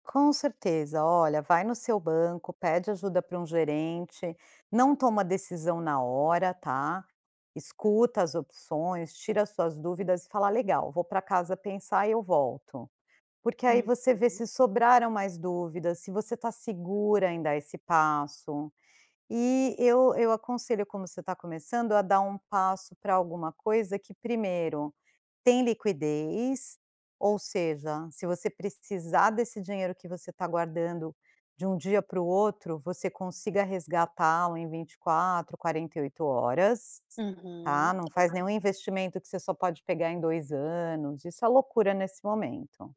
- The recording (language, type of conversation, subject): Portuguese, advice, Como posso controlar minhas assinaturas e reduzir meus gastos mensais?
- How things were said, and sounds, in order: none